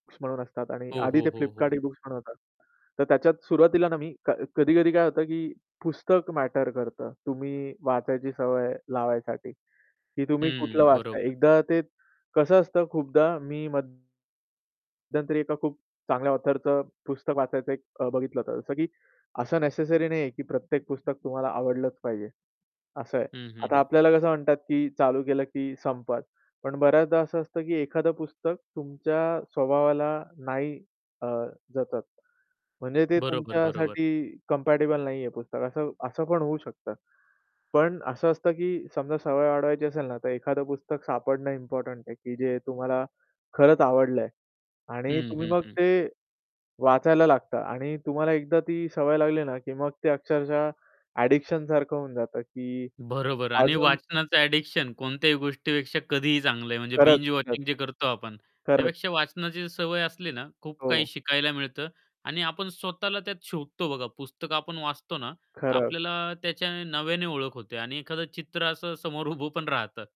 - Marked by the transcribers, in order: unintelligible speech; other background noise; tapping; distorted speech; in English: "ऑथरचं"; in English: "नेसेसरी"; in English: "कंपॅटिबल"; in English: "ॲडिक्शनसारखं"; in English: "ॲडिक्शन"; in English: "बिंज वॉचिंग"; laughing while speaking: "उभं पण"
- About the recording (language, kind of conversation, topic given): Marathi, podcast, तुम्ही वाचनाची सवय कशी वाढवली आणि त्यासाठी काही सोप्या टिप्स सांगाल का?